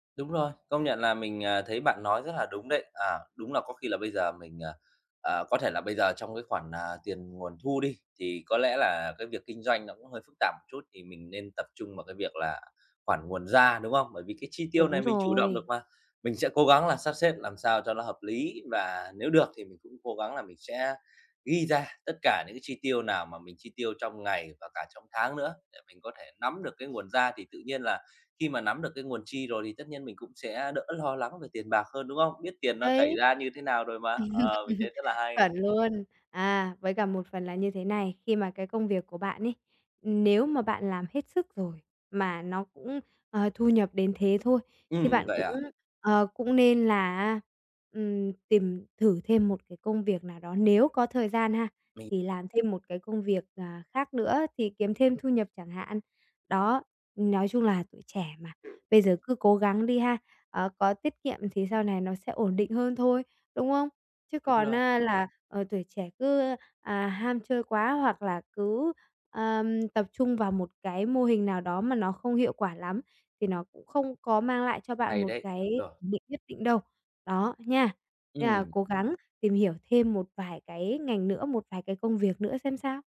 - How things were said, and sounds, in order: tapping; other background noise; laugh; unintelligible speech
- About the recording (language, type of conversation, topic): Vietnamese, advice, Làm thế nào để đối phó với lo lắng về tiền bạc khi bạn không biết bắt đầu từ đâu?